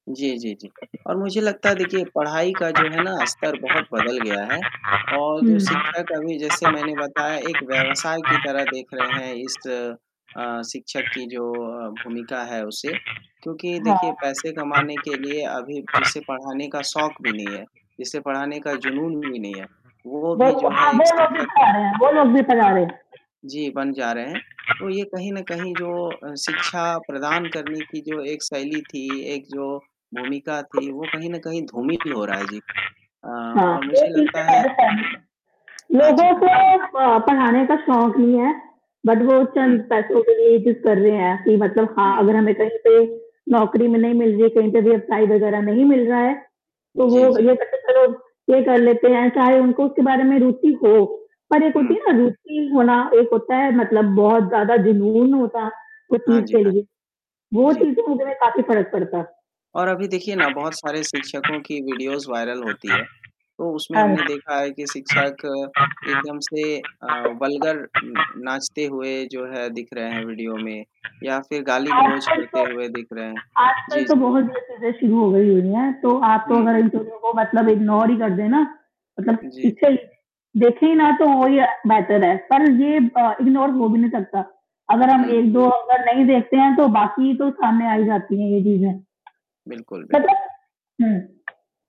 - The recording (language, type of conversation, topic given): Hindi, unstructured, शिक्षकों की आपके जीवन में क्या भूमिका होती है?
- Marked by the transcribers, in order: static; other background noise; in English: "बट"; tapping; in English: "वीडियोज़"; in English: "वल्गर"; in English: "इंटरव्यू"; in English: "इग्नोर"; in English: "बेटर"; in English: "इग्नोर"